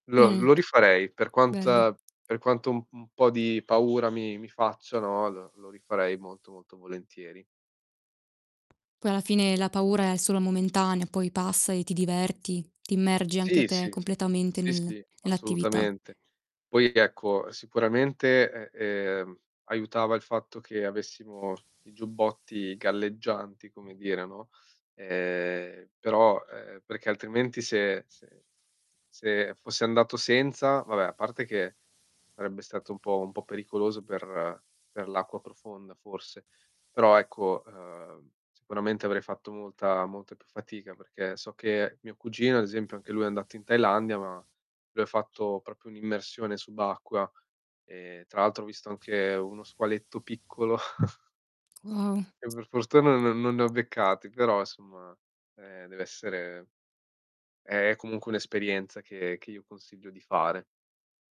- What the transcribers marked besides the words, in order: distorted speech; other background noise; tapping; static; "proprio" said as "propio"; chuckle
- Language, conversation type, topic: Italian, unstructured, Qual è stato il viaggio più bello che hai fatto?